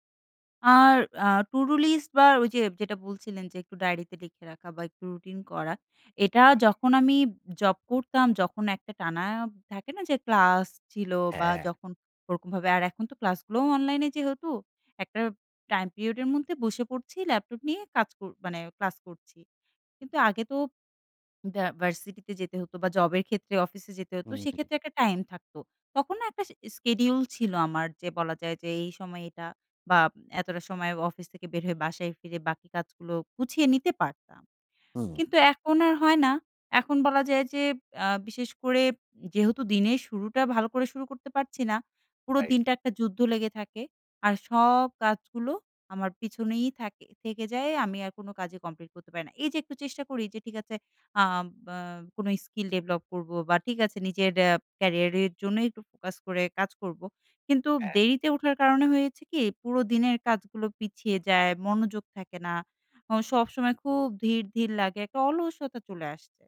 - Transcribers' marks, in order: in English: "to do list"; in English: "sch schedule"
- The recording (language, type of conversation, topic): Bengali, advice, ঘুমের অনিয়ম: রাতে জেগে থাকা, সকালে উঠতে না পারা